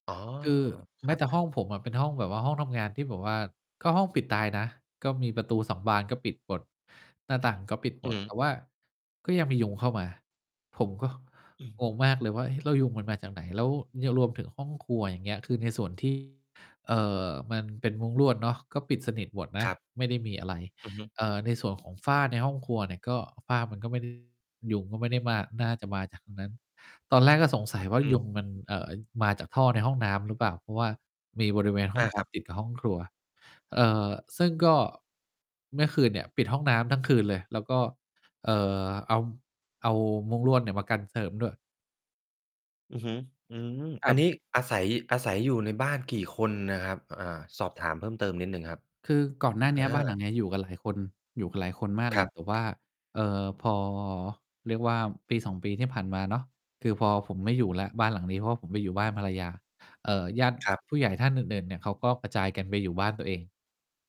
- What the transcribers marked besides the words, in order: distorted speech; mechanical hum; tapping
- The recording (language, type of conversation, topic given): Thai, advice, คุณกังวลเรื่องความปลอดภัยและความมั่นคงของที่อยู่อาศัยใหม่อย่างไรบ้าง?